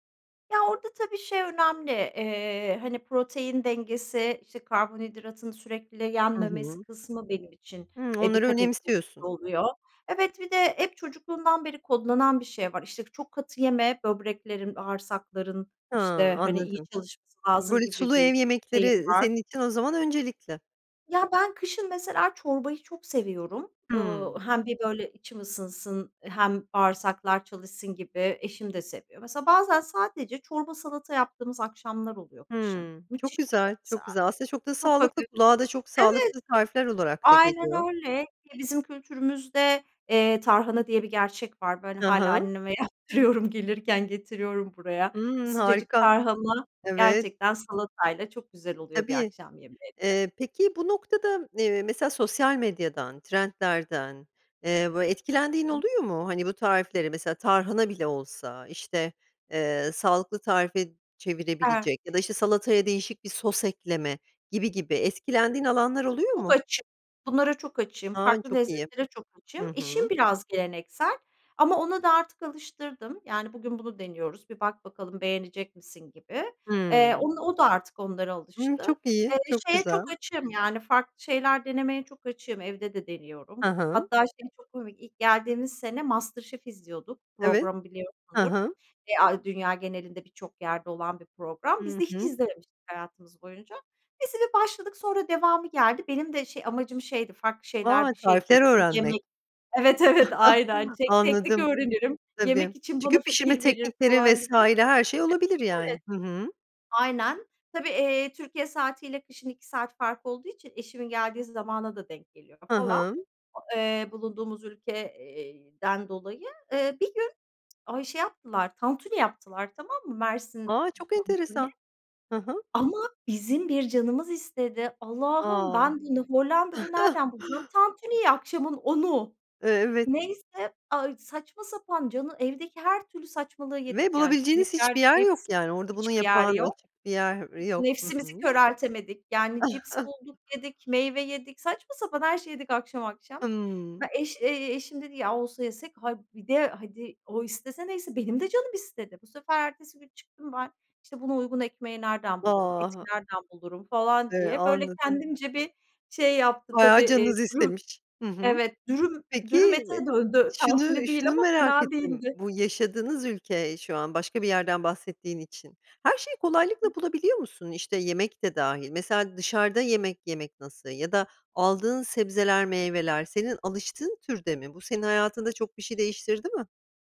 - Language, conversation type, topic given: Turkish, podcast, Genel olarak yemek hazırlama alışkanlıkların nasıl?
- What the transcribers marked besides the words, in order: other background noise; chuckle; chuckle; chuckle